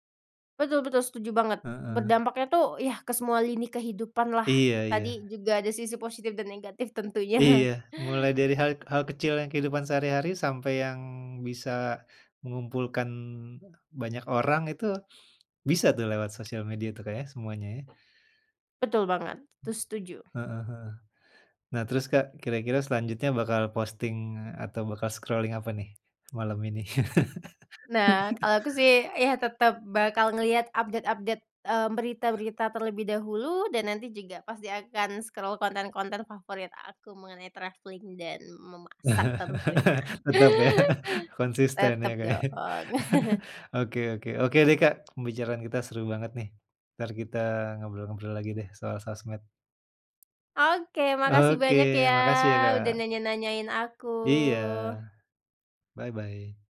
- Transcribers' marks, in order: laughing while speaking: "tentunya"; tapping; in English: "scrolling"; laugh; in English: "update-update"; in English: "scroll"; in English: "travelling"; laugh; laughing while speaking: "Tetap ya"; chuckle; laughing while speaking: "ya Kak ya"; chuckle; in English: "Bye-bye"
- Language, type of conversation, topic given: Indonesian, podcast, Menurutmu, media sosial lebih banyak memberi manfaat atau justru membawa kerugian?